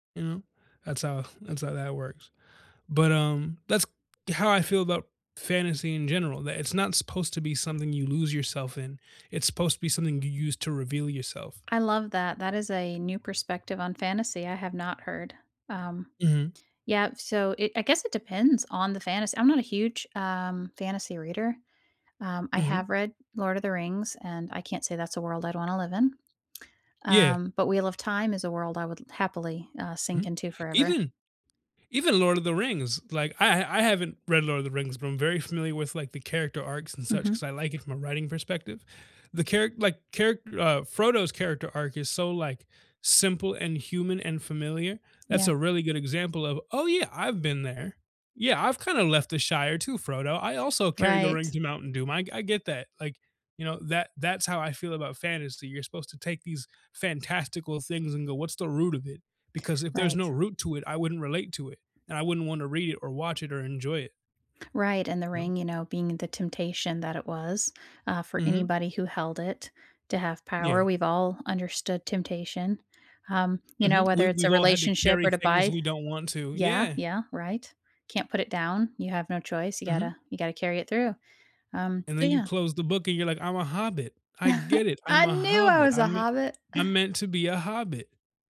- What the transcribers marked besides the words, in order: tapping; chuckle
- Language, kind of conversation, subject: English, unstructured, How can I stop being scared to say 'I need support'?